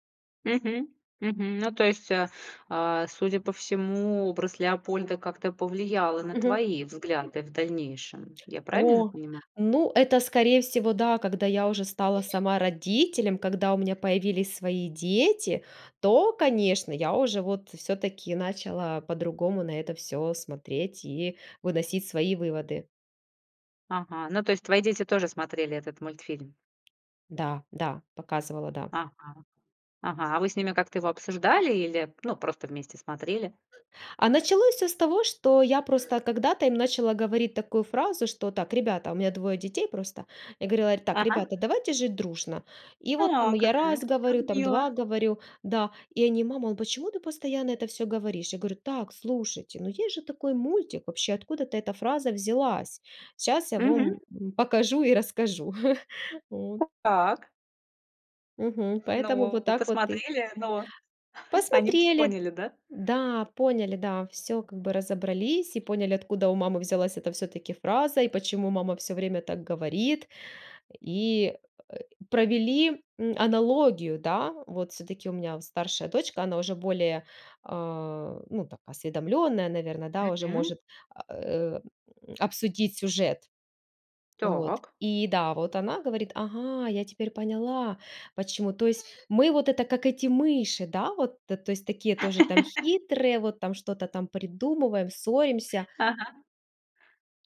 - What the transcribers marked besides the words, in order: other background noise; tapping; alarm; "вам" said as "вом"; chuckle; chuckle; laugh
- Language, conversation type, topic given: Russian, podcast, Какой мультфильм из детства был твоим любимым и почему?
- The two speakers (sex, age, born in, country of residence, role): female, 35-39, Ukraine, Spain, guest; female, 40-44, Russia, Mexico, host